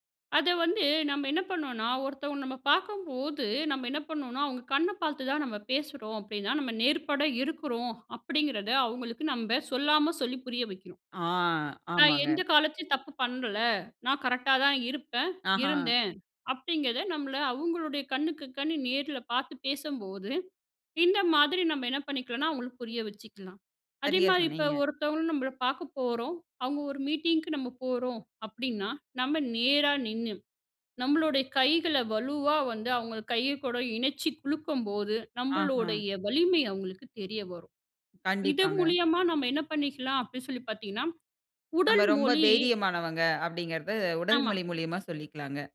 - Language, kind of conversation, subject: Tamil, podcast, அறிமுகத்தில் உடல் மொழி, உடை, சிரிப்பு—இதில் எது அதிக தாக்கத்தை ஏற்படுத்துகிறது?
- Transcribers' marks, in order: trusting: "அவுங்க கண்ண பாத்து தான் நம்ம … சொல்லி புரிய வைக்கிறோம்"; "நம்ப" said as "நம்பள"; trusting: "நம்ம நேரா நின்னு, நம்மளோட கைகள … அவுங்களுக்கு தெரிய வரும்"; "கை" said as "கைய"; tapping